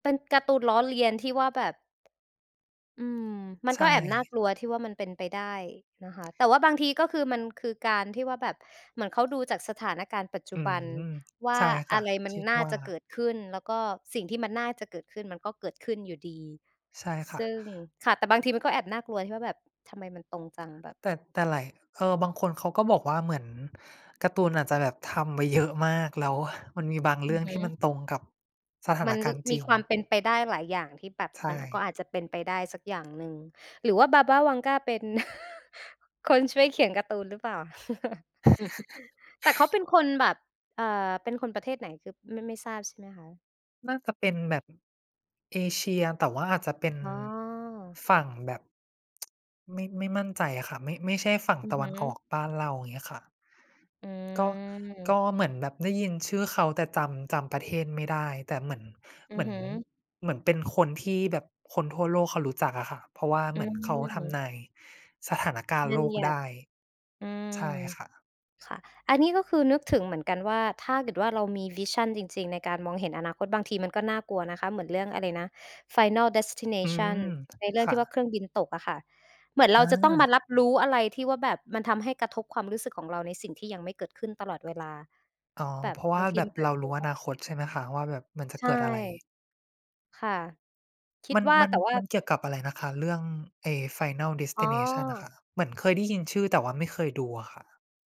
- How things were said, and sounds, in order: other background noise; tapping; laughing while speaking: "เยอะ"; chuckle; chuckle; tsk; in English: "วิชัน"
- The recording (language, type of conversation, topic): Thai, unstructured, คุณจะทำอย่างไรถ้าคุณพบว่าตัวเองสามารถมองเห็นอนาคตได้?